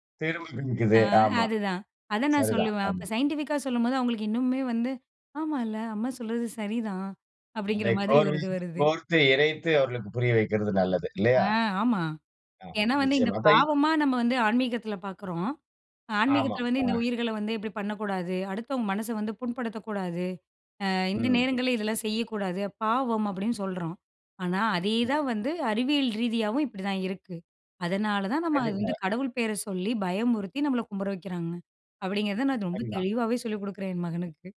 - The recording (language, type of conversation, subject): Tamil, podcast, அடுத்த தலைமுறைக்கு நீங்கள் ஒரே ஒரு மதிப்பை மட்டும் வழங்க வேண்டுமென்றால், அது எது?
- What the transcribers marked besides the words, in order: none